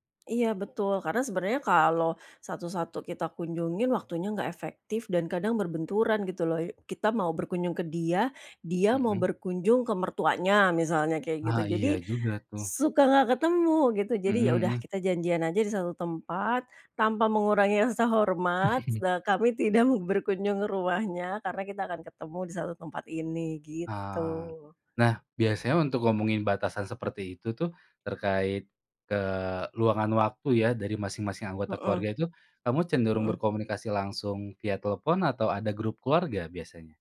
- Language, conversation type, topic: Indonesian, podcast, Bagaimana cara menjaga batas yang sehat antara keluarga inti dan keluarga besar?
- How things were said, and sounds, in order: chuckle; laughing while speaking: "tidak berkunjung"